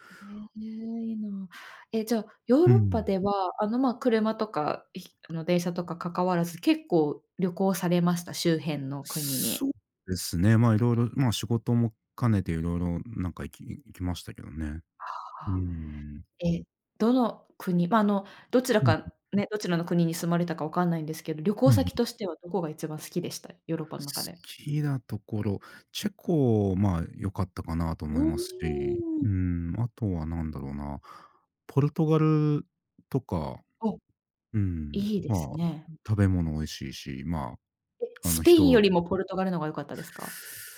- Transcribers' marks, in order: none
- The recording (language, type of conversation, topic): Japanese, unstructured, 旅行するとき、どんな場所に行きたいですか？